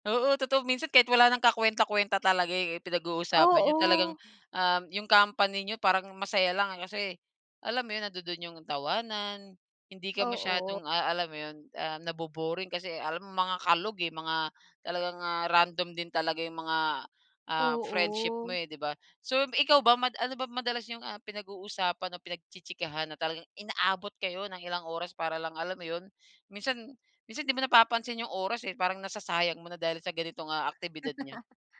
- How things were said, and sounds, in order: none
- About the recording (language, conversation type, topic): Filipino, podcast, Ano ang masasabi mo tungkol sa epekto ng mga panggrupong usapan at pakikipag-chat sa paggamit mo ng oras?